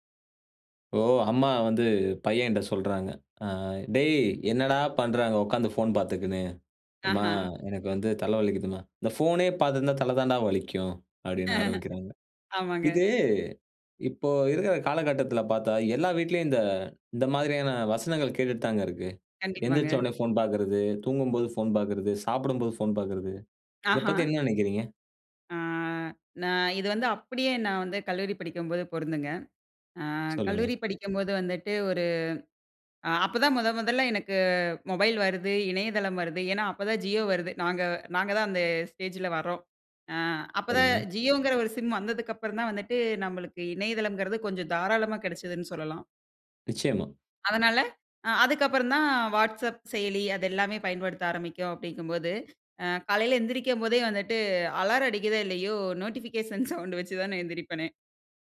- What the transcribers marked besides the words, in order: chuckle; snort
- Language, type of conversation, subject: Tamil, podcast, எழுந்ததும் உடனே தொலைபேசியைப் பார்க்கிறீர்களா?